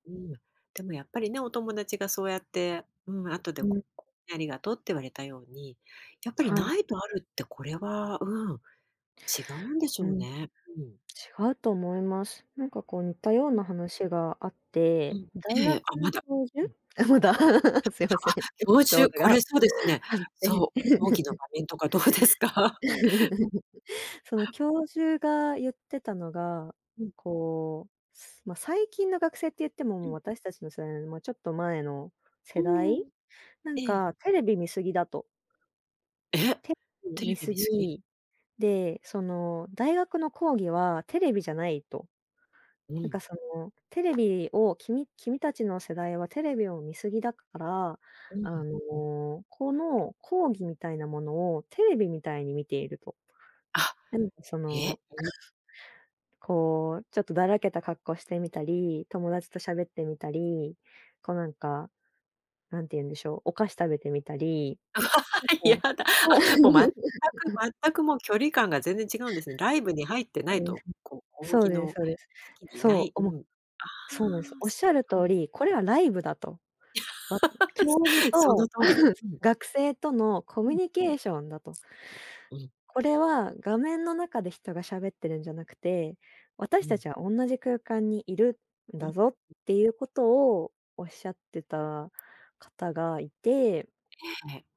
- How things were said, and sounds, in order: other noise; laughing while speaking: "まだすいません、エピソードがあって"; laugh; laughing while speaking: "どうですか？"; laugh; other background noise; laugh; laughing while speaking: "嫌だ"; laughing while speaking: "そう"; laugh; laugh
- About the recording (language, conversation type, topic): Japanese, podcast, 相槌やうなずきにはどんな意味がありますか？
- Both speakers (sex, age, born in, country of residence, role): female, 30-34, Japan, Japan, guest; female, 50-54, Japan, France, host